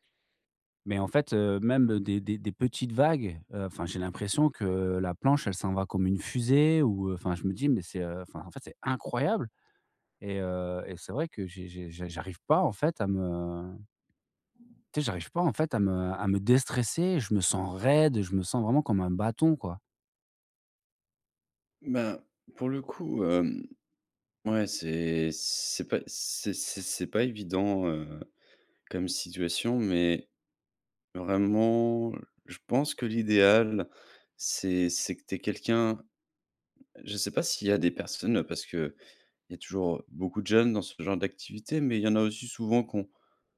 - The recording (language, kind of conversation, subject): French, advice, Comment puis-je surmonter ma peur d’essayer une nouvelle activité ?
- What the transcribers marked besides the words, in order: stressed: "incroyable"; tapping; stressed: "déstresser"; stressed: "raide"; stressed: "bâton"